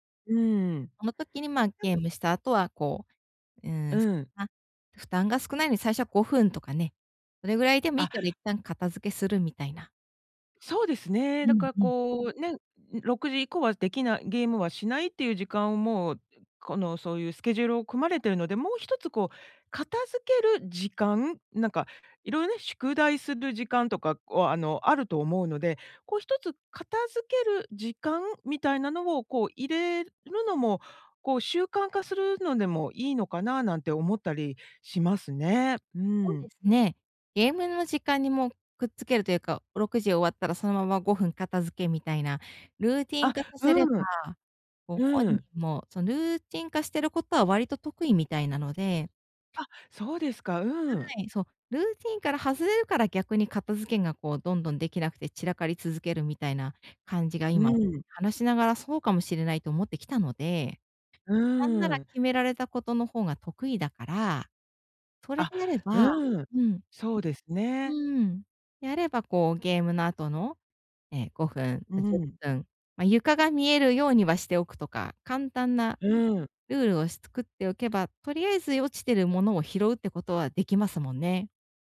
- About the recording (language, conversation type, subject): Japanese, advice, 家の散らかりは私のストレスにどのような影響を与えますか？
- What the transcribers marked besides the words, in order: none